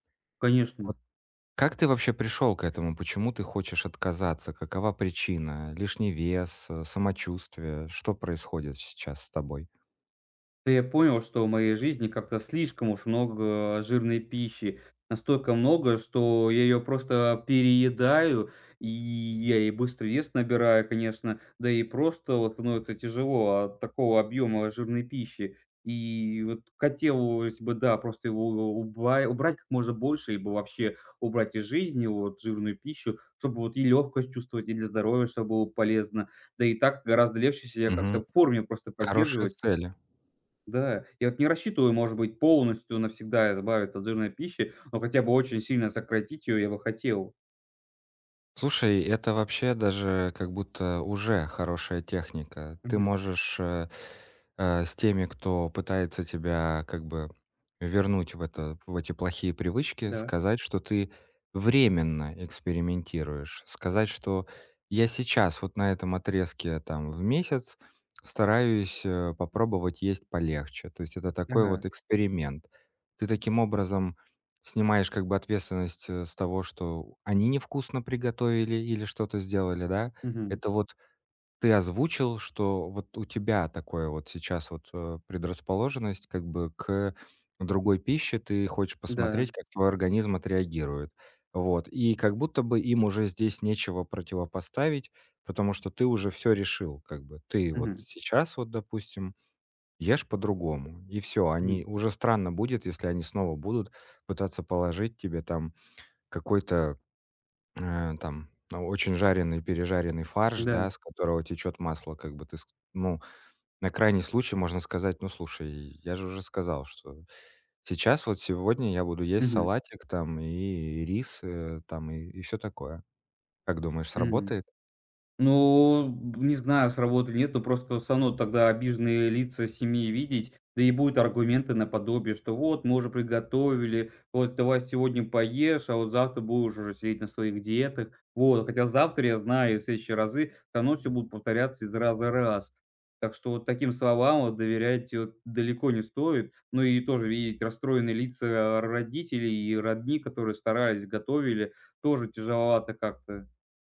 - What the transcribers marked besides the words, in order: none
- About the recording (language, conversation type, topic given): Russian, advice, Как вежливо и уверенно отказаться от нездоровой еды?